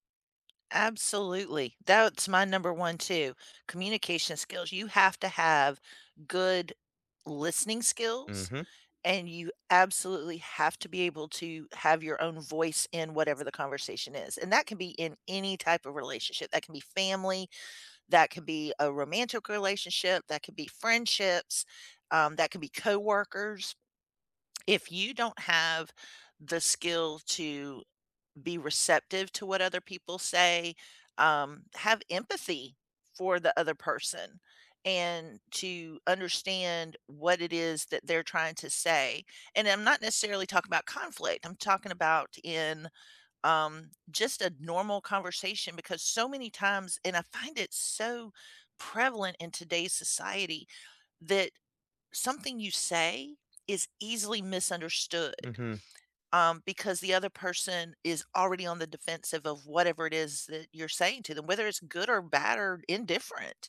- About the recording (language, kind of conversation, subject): English, unstructured, What does a healthy relationship look like to you?
- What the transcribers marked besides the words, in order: none